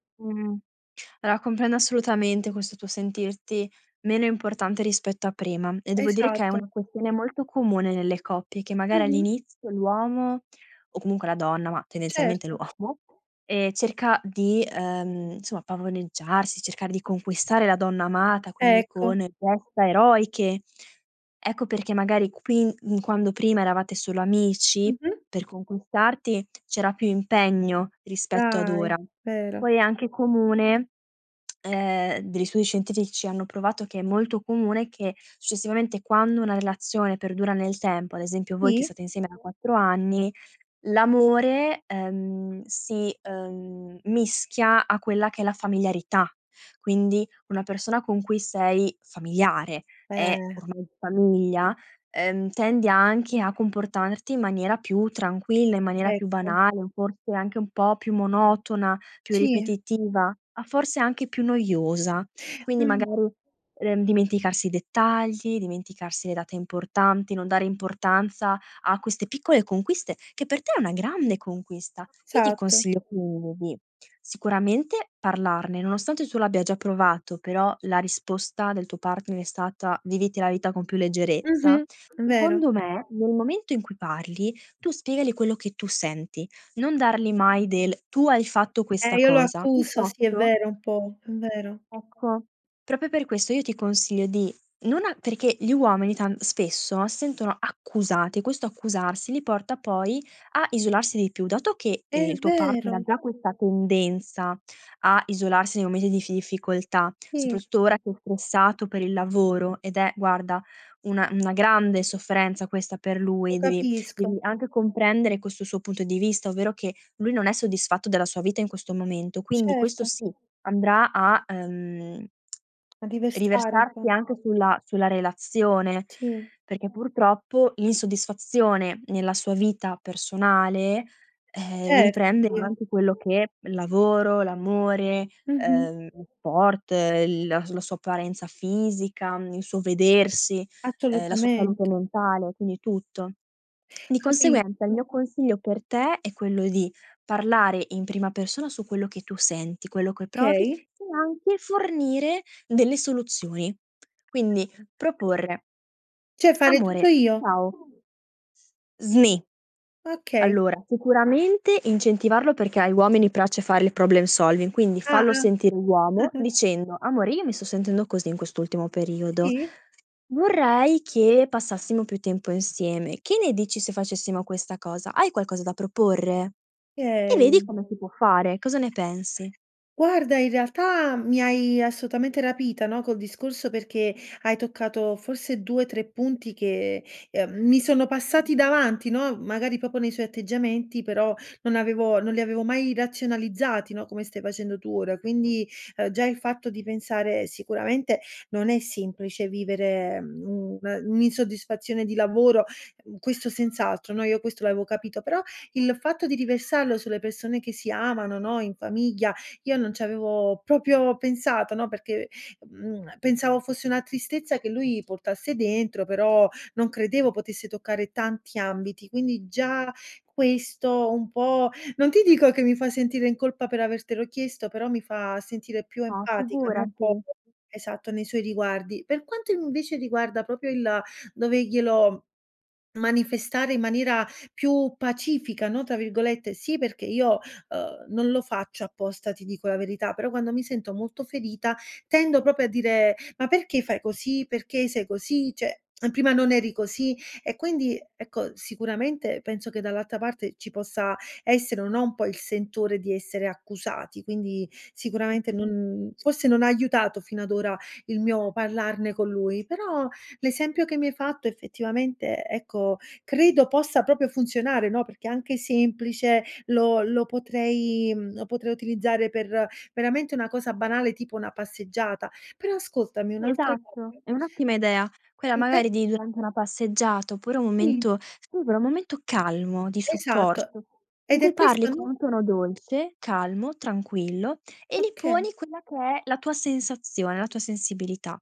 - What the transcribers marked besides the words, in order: "Allora" said as "aloa"; laughing while speaking: "l'uomo"; "insomma" said as "nsoma"; tsk; "Sì" said as "tì"; other background noise; "Esatto" said as "satto"; "secondo" said as "econdo"; "proprio" said as "propio"; tapping; "Sì" said as "tì"; "ifficoltà" said as "difficoltà"; tsk; unintelligible speech; "Assolutamente" said as "acciolutament"; "Okay" said as "kay"; tsk; "Cioè" said as "ceh"; "piace" said as "prace"; chuckle; "Okay" said as "kay"; "assolutamente" said as "assoutamente"; "proprio" said as "propo"; alarm; "avevo" said as "aveo"; "proprio" said as "propio"; "proprio" said as "propio"; "doverglielo" said as "doveglielo"; "proprio" said as "propio"; "Cioè" said as "ceh"; "proprio" said as "propio"; unintelligible speech
- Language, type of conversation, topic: Italian, advice, Come posso spiegare i miei bisogni emotivi al mio partner?